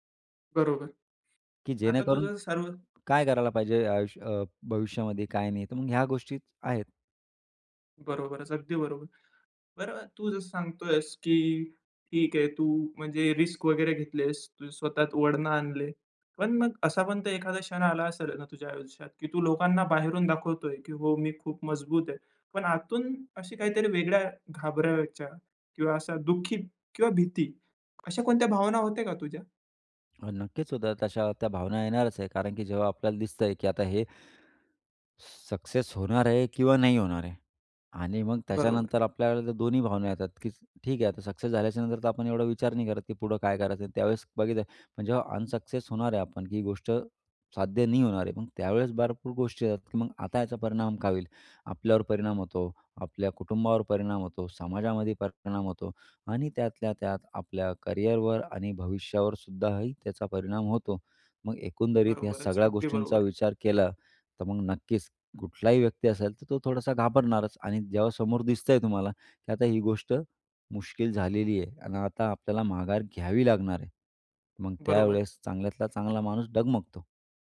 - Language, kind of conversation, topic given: Marathi, podcast, तुझ्या आयुष्यातला एक मोठा वळण कोणता होता?
- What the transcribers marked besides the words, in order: tapping; inhale; other background noise; horn